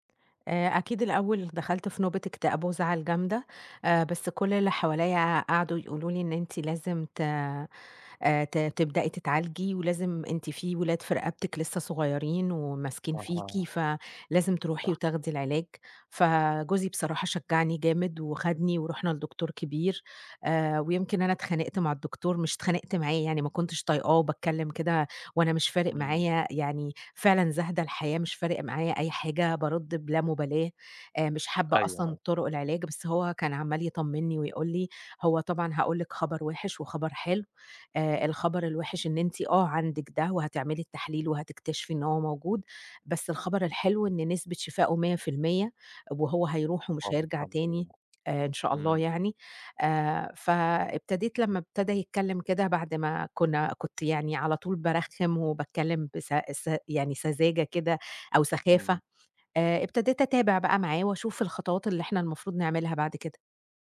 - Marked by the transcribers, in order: none
- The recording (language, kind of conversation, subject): Arabic, advice, إزاي بتتعامل مع المرض اللي بقاله معاك فترة ومع إحساسك إنك تايه ومش عارف هدفك في الحياة؟